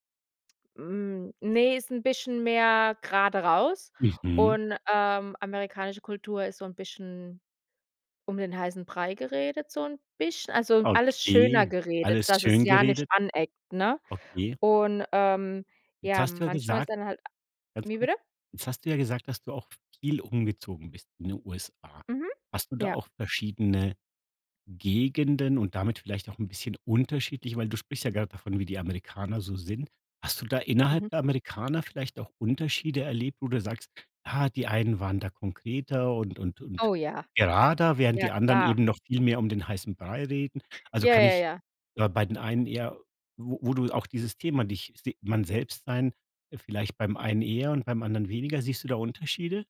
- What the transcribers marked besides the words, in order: tapping; other background noise
- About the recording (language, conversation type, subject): German, podcast, Wie findest du Menschen, bei denen du wirklich du selbst sein kannst?